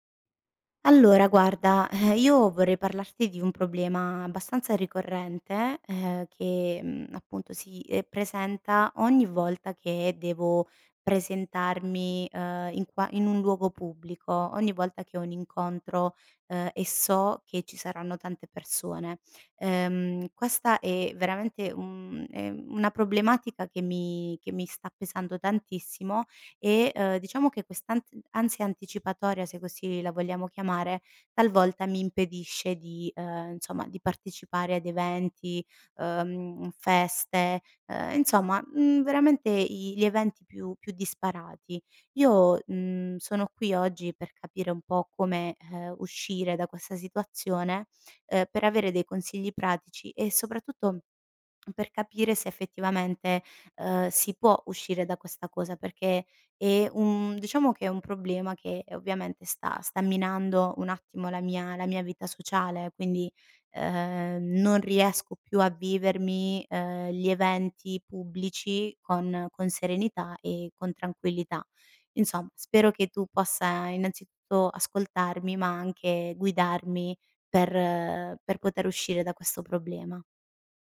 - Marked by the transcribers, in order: "insomma" said as "nsomma"
- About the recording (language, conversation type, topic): Italian, advice, Come posso gestire l’ansia anticipatoria prima di riunioni o eventi sociali?